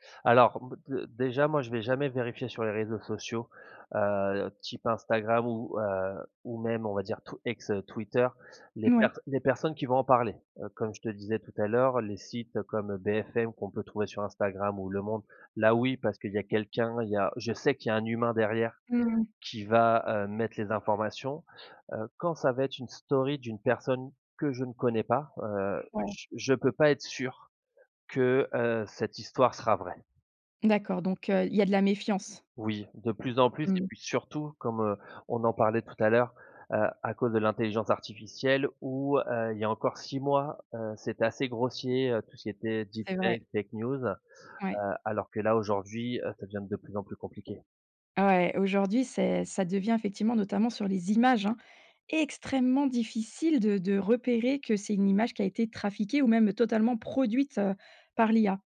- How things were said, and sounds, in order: other background noise; stressed: "extrêmement"
- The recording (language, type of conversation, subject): French, podcast, Comment repères-tu si une source d’information est fiable ?